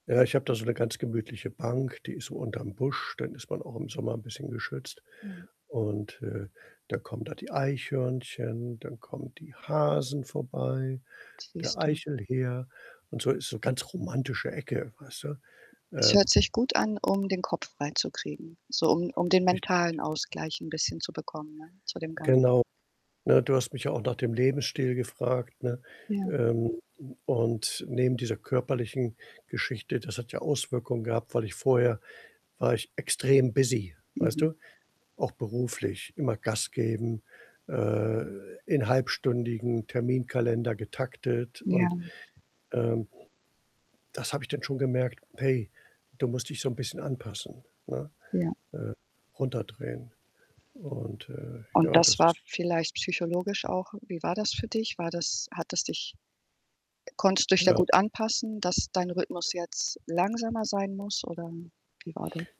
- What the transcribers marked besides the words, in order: static; other background noise; distorted speech; in English: "busy"
- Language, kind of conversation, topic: German, advice, Welche einschränkende Gesundheitsdiagnose haben Sie, und wie beeinflusst sie Ihren Lebensstil sowie Ihre Pläne?